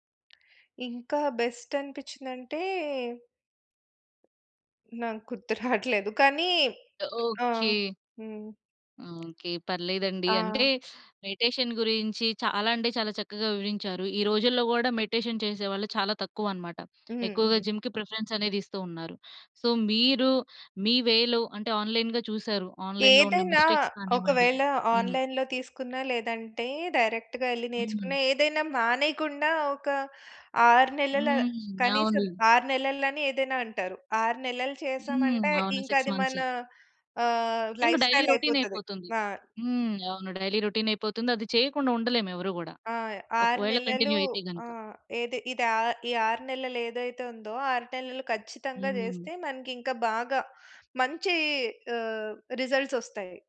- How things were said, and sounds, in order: tapping; in English: "బెస్ట్"; in English: "మెడిటేషన్"; in English: "మెడిటేషన్"; in English: "జిమ్‌కి ప్రిఫరెన్స్"; in English: "సో"; in English: "వేలో"; in English: "ఆన్‌లైన్‌గా"; in English: "ఆన్‌లైన్‌లో"; in English: "మిస్టేక్స్"; in English: "ఆన్‌లైన్‌లో"; in English: "డైరెక్ట్‌గా"; in English: "సిక్స్ మంత్స్"; in English: "లైఫ్‌స్టైల్"; in English: "డైలీ"; in English: "డైలీ"; in English: "కంటిన్యూ"; in English: "రిజల్ట్స్"
- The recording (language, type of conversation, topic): Telugu, podcast, మీ రోజువారీ దినచర్యలో ధ్యానం లేదా శ్వాసాభ్యాసం ఎప్పుడు, ఎలా చోటు చేసుకుంటాయి?